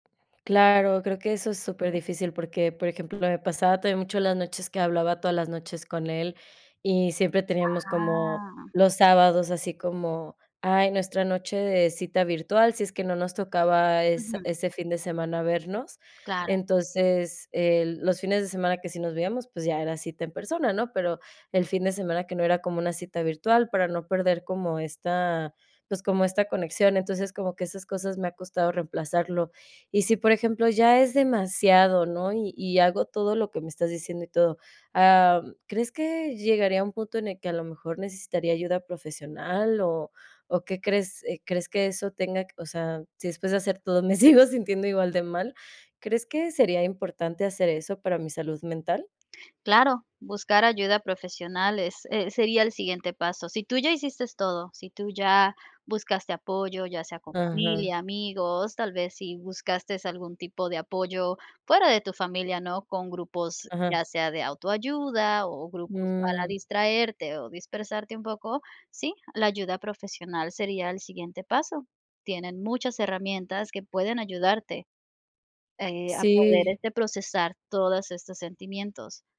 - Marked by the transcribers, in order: laughing while speaking: "me sigo sintiendo"
- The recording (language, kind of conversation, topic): Spanish, advice, ¿Cómo puedo afrontar el fin de una relación larga y reconstruir mi rutina diaria?